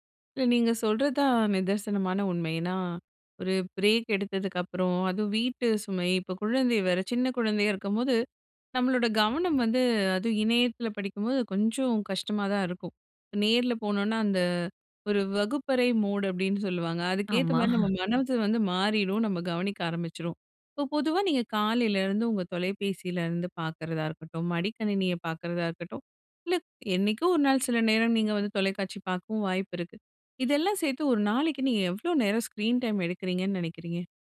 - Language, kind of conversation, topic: Tamil, podcast, ஒரு நாளில் நீங்கள் எவ்வளவு நேரம் திரையில் செலவிடுகிறீர்கள்?
- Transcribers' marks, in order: in English: "பிரேக்"; laughing while speaking: "ஆமா"